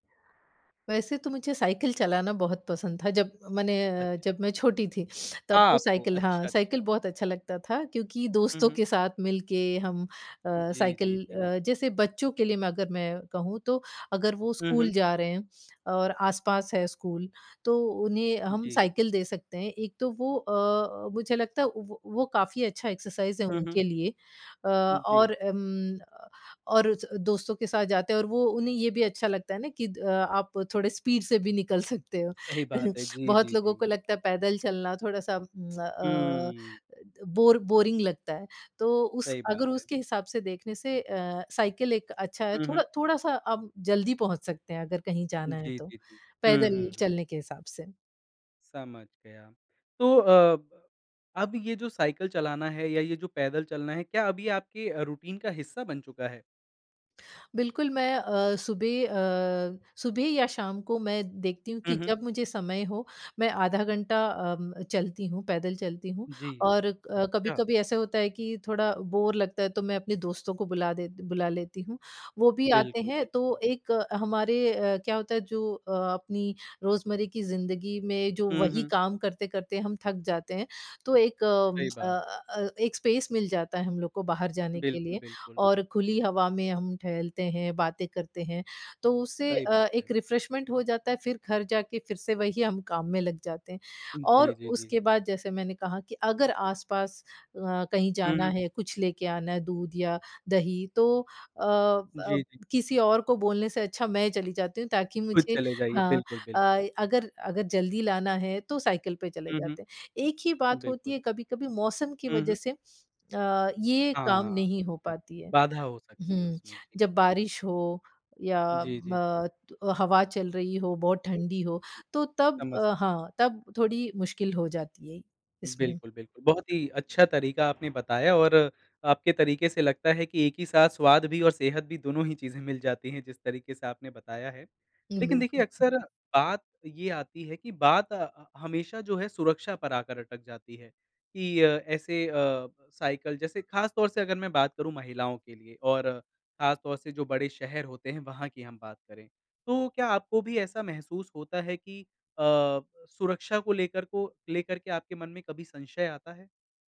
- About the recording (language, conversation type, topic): Hindi, podcast, शहर में साइकिल चलाने या पैदल चलने से आपको क्या-क्या फायदे नज़र आए हैं?
- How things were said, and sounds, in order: in English: "एक्सरसाइज़"; in English: "स्पीड"; laughing while speaking: "सकते हो"; chuckle; tapping; in English: "बोर बोरिंग"; in English: "रूटीन"; in English: "बोर"; in English: "स्पेस"; in English: "रिफ्रेशमेंट"